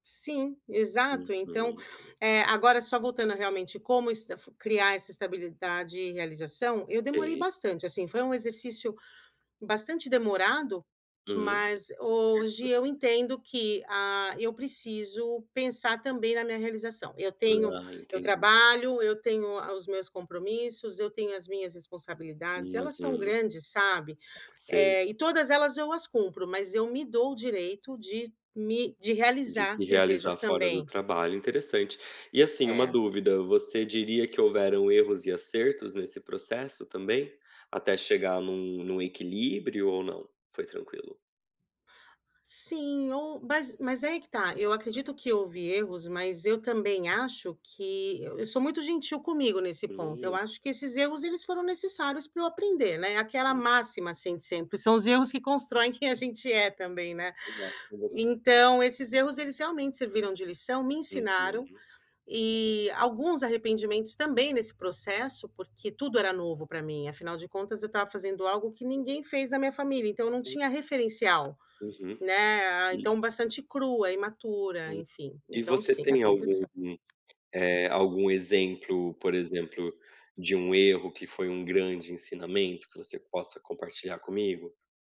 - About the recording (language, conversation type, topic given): Portuguese, podcast, Como escolher entre estabilidade e realização pessoal?
- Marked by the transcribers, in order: unintelligible speech; tapping; unintelligible speech